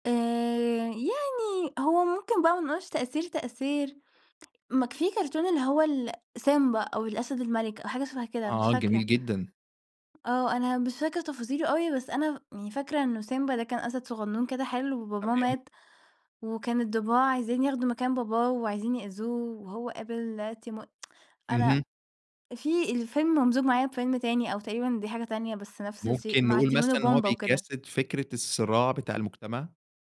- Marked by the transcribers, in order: tapping; tsk
- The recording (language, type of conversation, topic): Arabic, podcast, ممكن تحكيلي عن كرتون كنت بتحبه وإنت صغير وأثر فيك إزاي؟